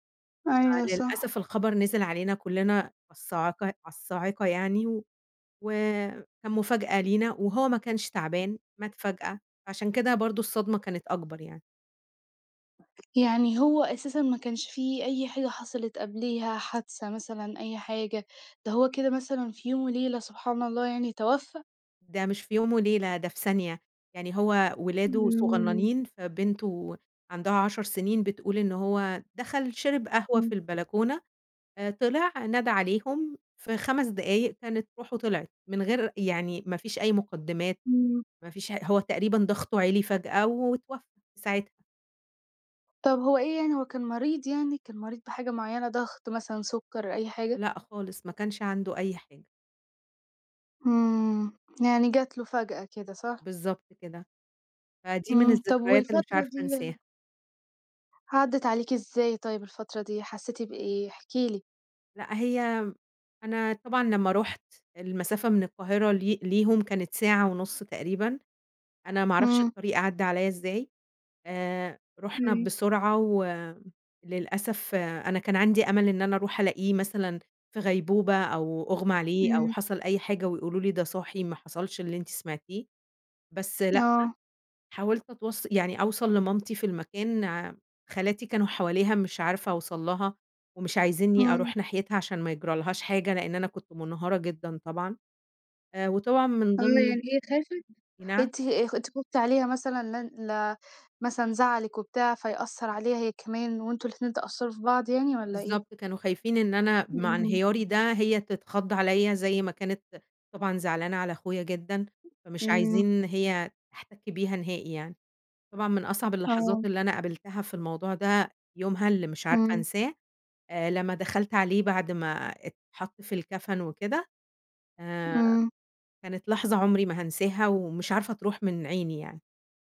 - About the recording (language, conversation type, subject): Arabic, podcast, ممكن تحكي لنا عن ذكرى عائلية عمرك ما هتنساها؟
- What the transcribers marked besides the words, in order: other background noise